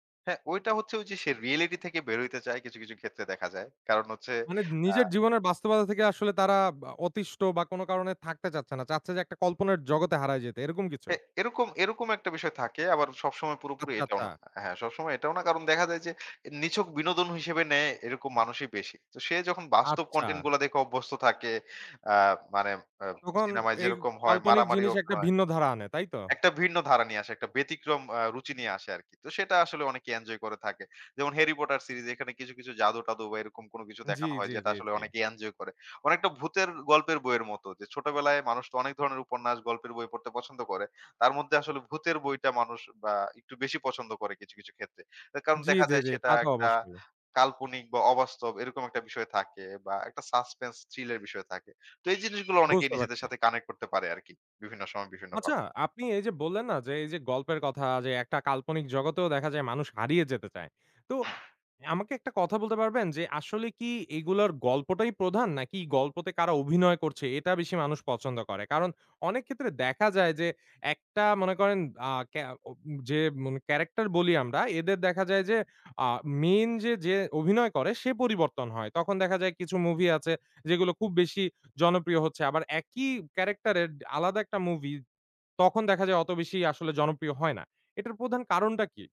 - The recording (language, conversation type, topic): Bengali, podcast, কেন কিছু টেলিভিশন ধারাবাহিক জনপ্রিয় হয় আর কিছু ব্যর্থ হয়—আপনার ব্যাখ্যা কী?
- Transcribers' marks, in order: in English: "Content"; horn; alarm; in English: "Suspense chill"; tongue click; other background noise